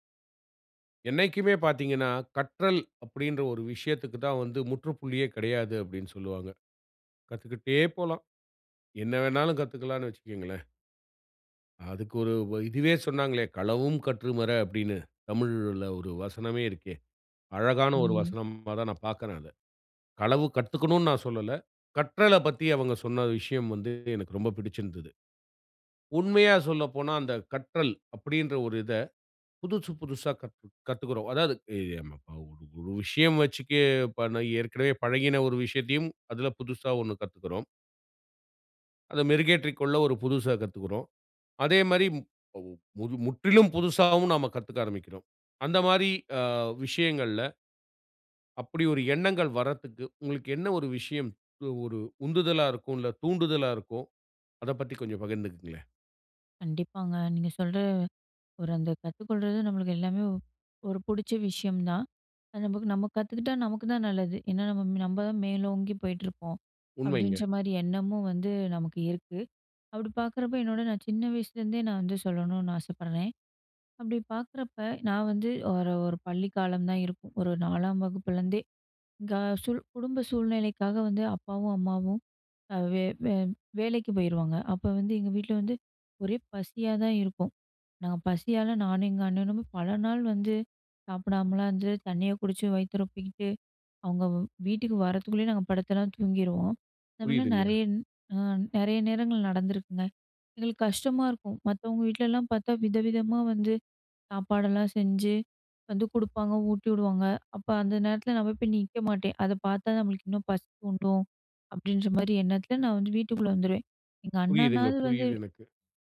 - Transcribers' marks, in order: other noise; tapping; other background noise
- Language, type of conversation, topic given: Tamil, podcast, புதிய விஷயங்கள் கற்றுக்கொள்ள உங்களைத் தூண்டும் காரணம் என்ன?